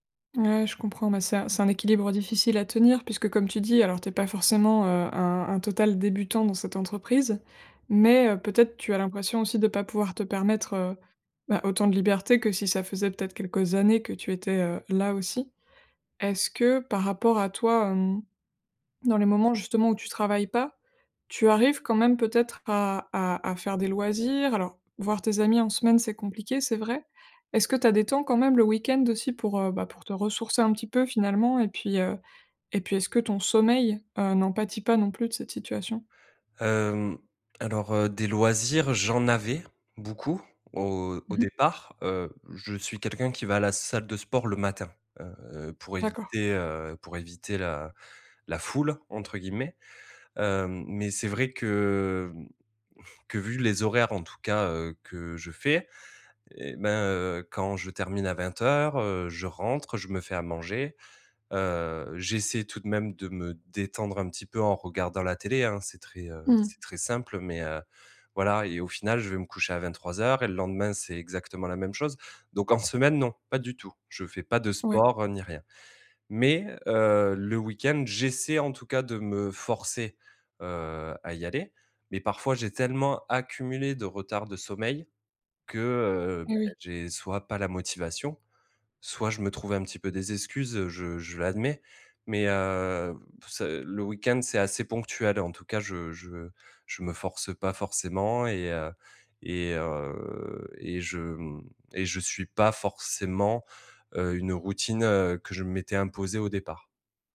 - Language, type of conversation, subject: French, advice, Comment l’épuisement professionnel affecte-t-il votre vie personnelle ?
- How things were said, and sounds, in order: tapping; exhale; other background noise; "excuses" said as "eskuses"